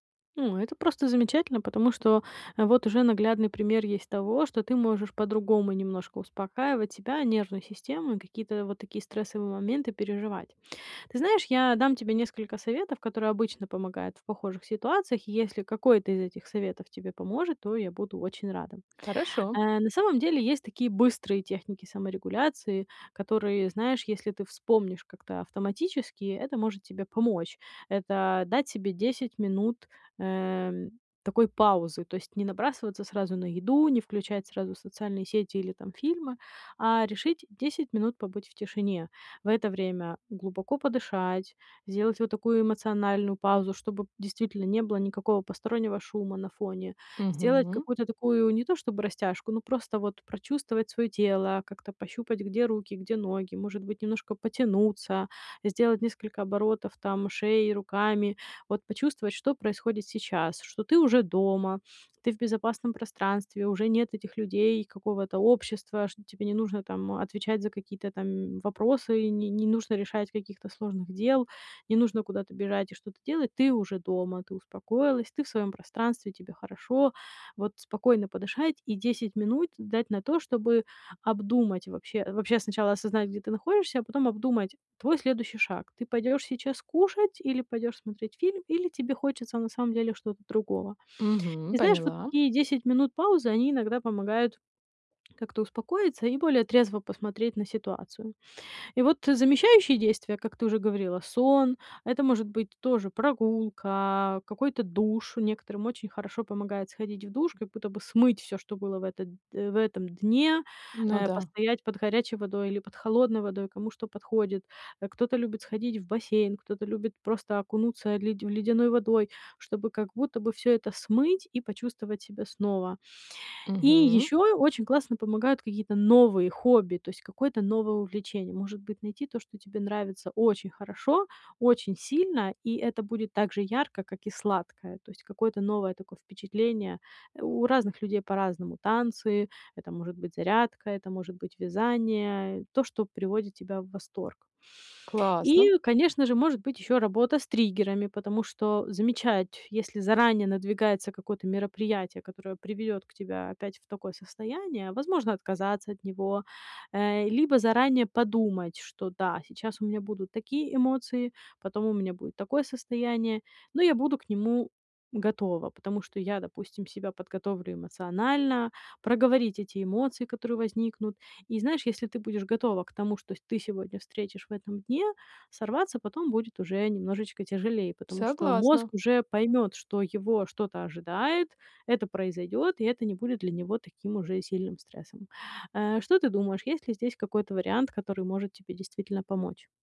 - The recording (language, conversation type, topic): Russian, advice, Как можно справляться с эмоциями и успокаиваться без еды и телефона?
- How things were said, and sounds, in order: tapping